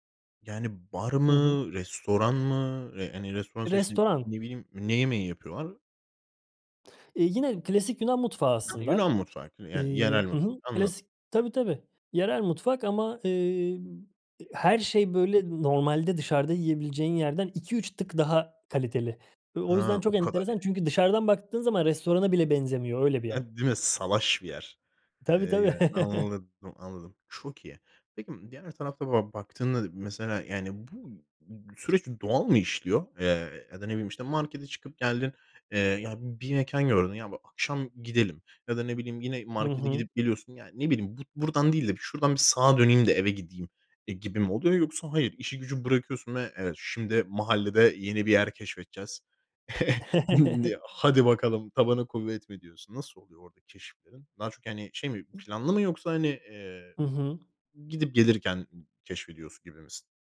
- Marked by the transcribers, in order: drawn out: "mı?"; drawn out: "mı?"; unintelligible speech; stressed: "Salaş"; unintelligible speech; chuckle; unintelligible speech; chuckle; unintelligible speech; other background noise
- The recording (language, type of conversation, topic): Turkish, podcast, Mahallende keşfettiğin gizli bir mekân var mı; varsa anlatır mısın?